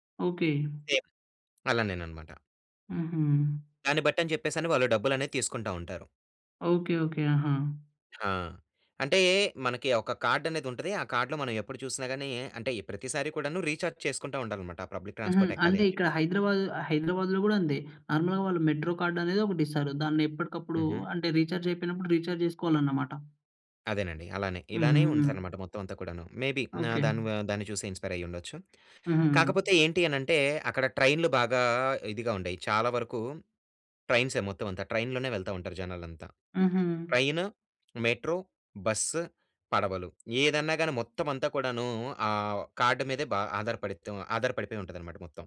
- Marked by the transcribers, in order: in English: "సేమ్"; tapping; in English: "కార్డ్‌లో"; in English: "రీచార్జ్"; in English: "పబ్లిక్ ట్రాన్స్‌పోర్ట్"; in English: "నార్మల్‌గా"; in English: "మెట్రో"; in English: "రీచార్జ్"; in English: "రీచార్జ్"; other noise; in English: "ఇన్స్‌పైర్"; lip smack; in English: "ట్రైన్‌లోనే"; in English: "మెట్రో"; other background noise
- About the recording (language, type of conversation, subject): Telugu, podcast, విదేశీ నగరంలో భాష తెలియకుండా తప్పిపోయిన అనుభవం ఏంటి?